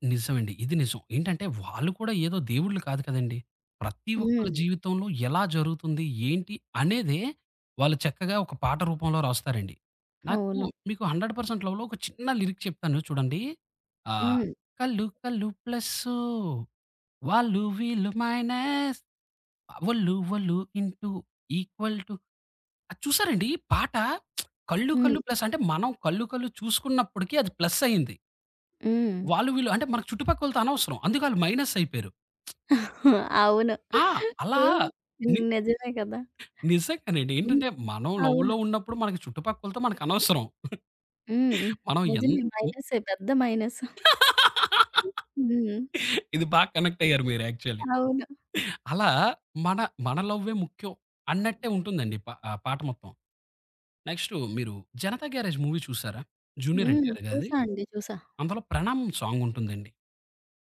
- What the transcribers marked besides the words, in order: other background noise; in English: "లిరిక్"; singing: "కళ్ళు కళ్ళు ప్లస్సూ వాళ్ళు వీళ్ళు మైనస్ వొళ్ళు వొళ్ళు ఇంటూ ఈక్వల్ టూ"; in English: "మైనస్"; in English: "ఈక్వల్ టూ"; lip smack; in English: "ప్లస్"; in English: "మైనస్"; lip smack; laughing while speaking: "అవును"; in English: "లవ్‌లో"; giggle; in English: "మైనస్"; laugh; in English: "యాక్చువల్లీ"; in English: "మూవీ"; in English: "జూనియర్"; tapping
- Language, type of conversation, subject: Telugu, podcast, నువ్వు ఇతరులతో పంచుకునే పాటల జాబితాను ఎలా ప్రారంభిస్తావు?